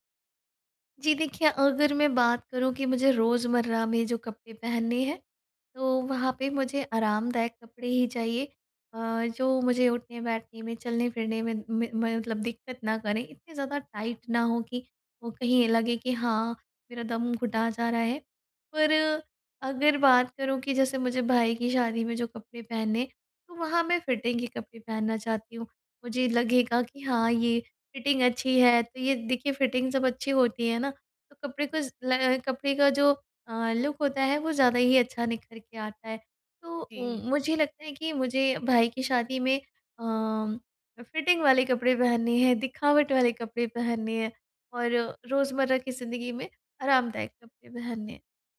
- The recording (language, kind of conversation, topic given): Hindi, advice, कपड़े और स्टाइल चुनने में मुझे मदद कैसे मिल सकती है?
- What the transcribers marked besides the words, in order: in English: "टाइट"; in English: "फिटिंग"; in English: "फिटिंग"; in English: "फिटिंग"; in English: "लुक"; in English: "फिटिंग"